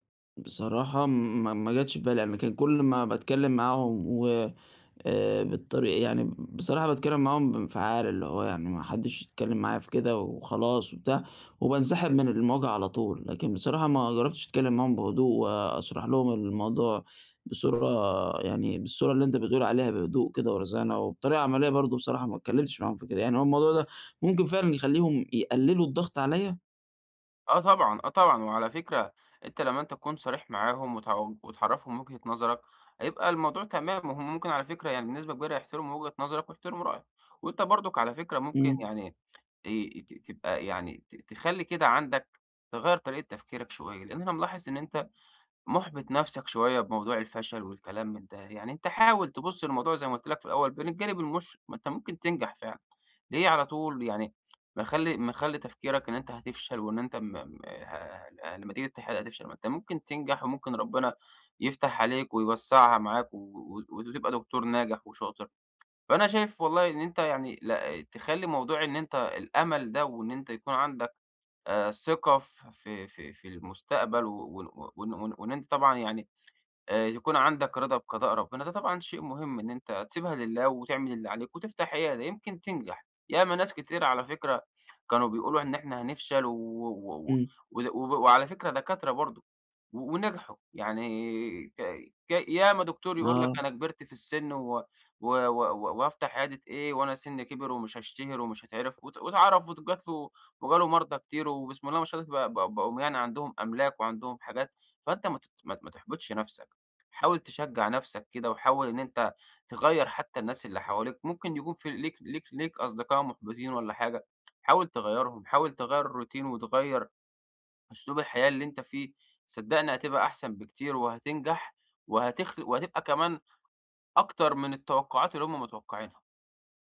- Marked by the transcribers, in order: tapping
- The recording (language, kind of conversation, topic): Arabic, advice, إزاي أتعامل مع ضغط النجاح وتوقّعات الناس اللي حواليّا؟